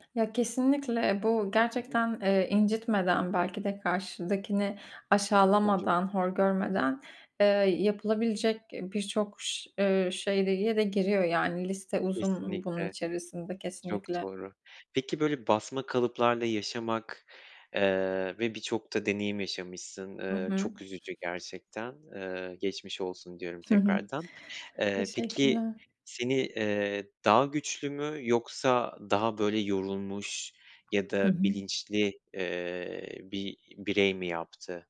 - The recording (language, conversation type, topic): Turkish, podcast, Kültürel stereotiplerle karşılaştığında genellikle ne yapıyorsun?
- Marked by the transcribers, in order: other background noise; "şeye de" said as "şeydeyede"; tapping